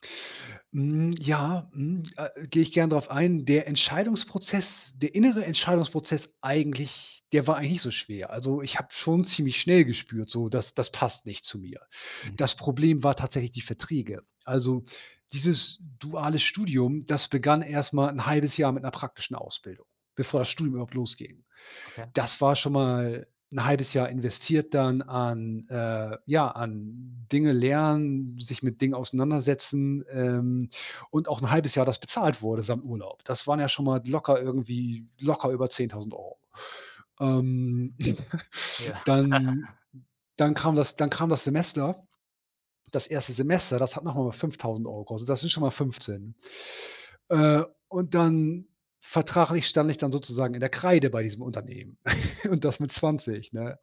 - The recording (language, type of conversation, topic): German, podcast, Was war dein mutigstes Gespräch?
- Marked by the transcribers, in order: chuckle; chuckle